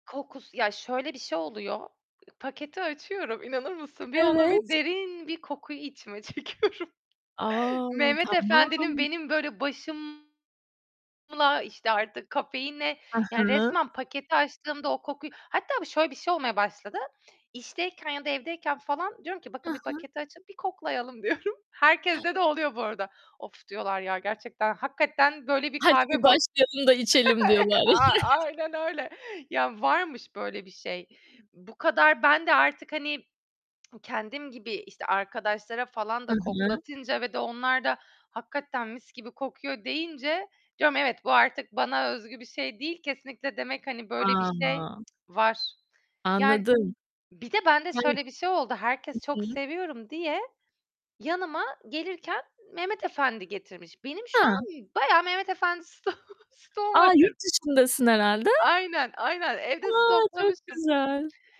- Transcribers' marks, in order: other background noise; distorted speech; laughing while speaking: "çekiyorum"; static; drawn out: "A!"; tapping; chuckle; laughing while speaking: "E a aynen öyle"; drawn out: "A!"; laughing while speaking: "sto stoğum var ev"
- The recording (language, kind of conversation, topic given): Turkish, podcast, Sabahları kahve ya da çay hazırlama rutinin nasıl oluyor?
- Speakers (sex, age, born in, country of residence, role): female, 35-39, Turkey, Greece, guest; female, 35-39, Turkey, Poland, host